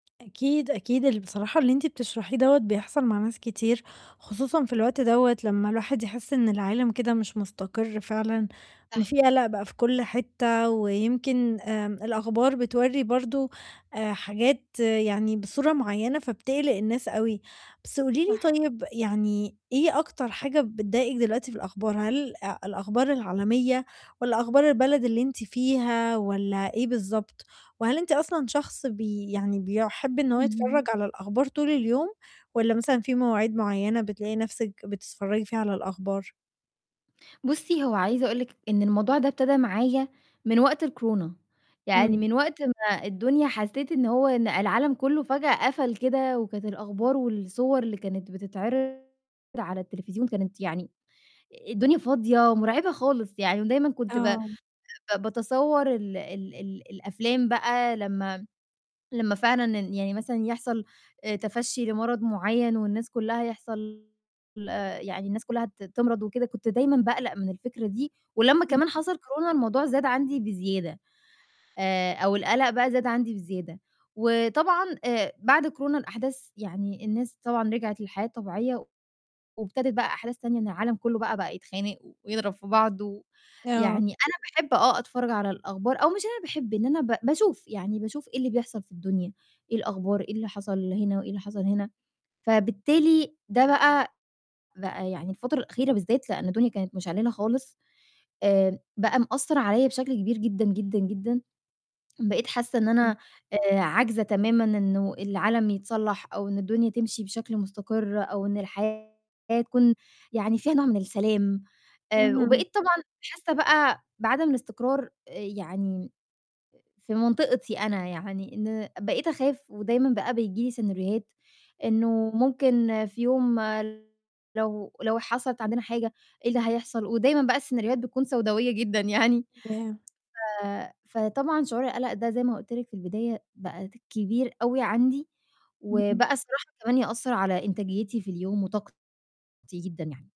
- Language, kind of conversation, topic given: Arabic, advice, إزاي أتعامل مع قلقي وأهدي نفسي لما الأخبار تبقى مش مستقرة؟
- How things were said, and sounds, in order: distorted speech; static; unintelligible speech; laughing while speaking: "يعني"